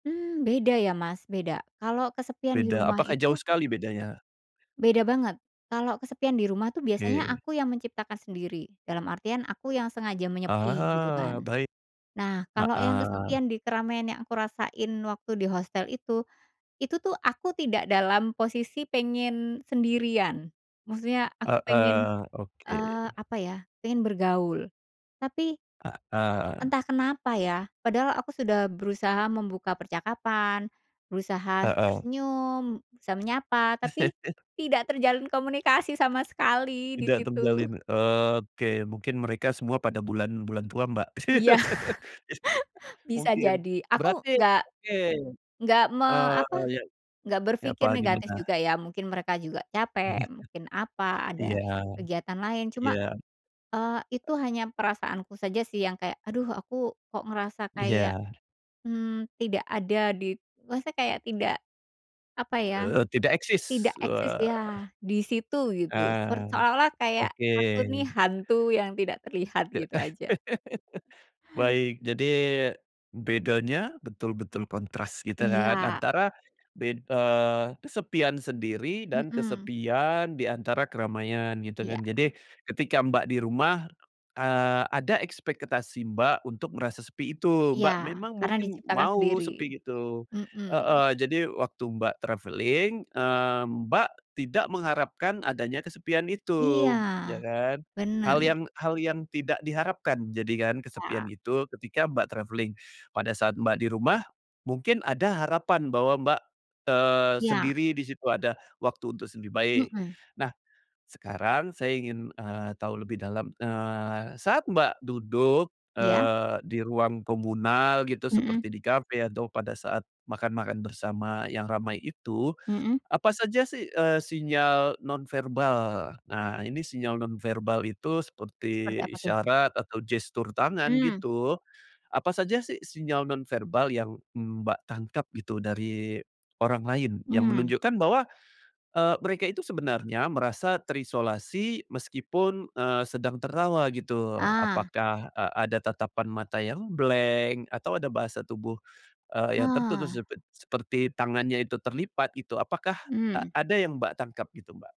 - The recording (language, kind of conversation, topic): Indonesian, podcast, Pernahkah kamu merasa kesepian di tengah keramaian?
- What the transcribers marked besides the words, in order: other background noise; chuckle; laughing while speaking: "Ya"; chuckle; laugh; laughing while speaking: "Iya"; tapping; laugh; in English: "travelling"; in English: "travelling"; in English: "blank"